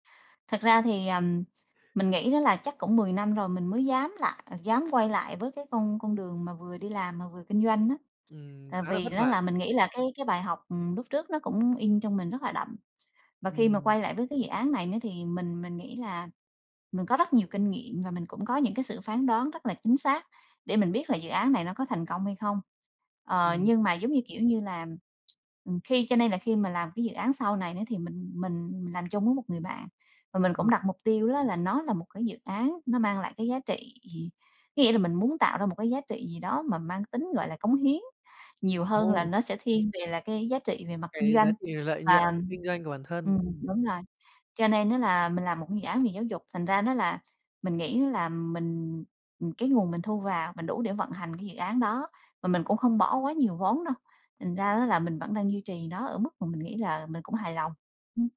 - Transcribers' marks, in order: other background noise; tapping
- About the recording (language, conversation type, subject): Vietnamese, podcast, Bạn có câu chuyện nào về một thất bại đã mở ra cơ hội mới không?